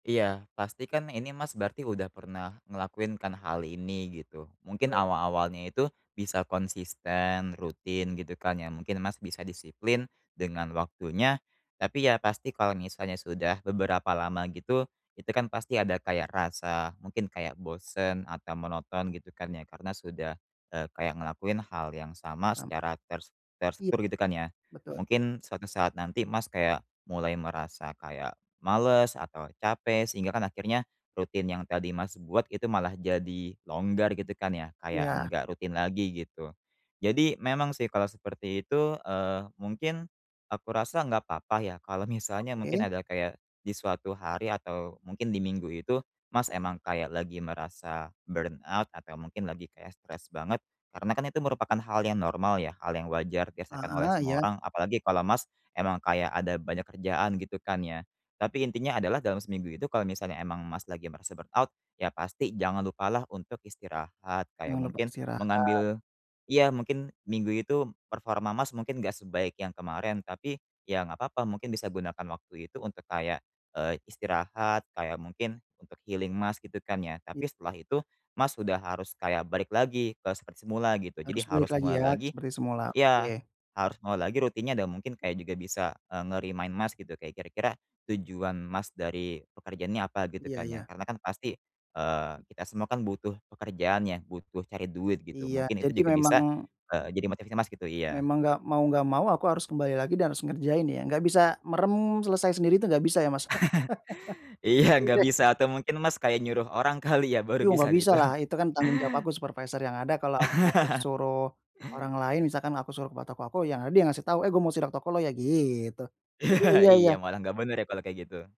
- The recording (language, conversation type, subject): Indonesian, advice, Bagaimana cara mengatasi kebiasaan menunda tugas sekolah saat banyak gangguan?
- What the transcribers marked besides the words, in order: unintelligible speech; tapping; laughing while speaking: "kalau"; in English: "burnout"; in English: "burnout"; in English: "healing"; in English: "nge-remind"; other background noise; chuckle; laughing while speaking: "Iya"; laugh; unintelligible speech; laughing while speaking: "kali ya, baru bisa gitu"; laugh; laughing while speaking: "Iya"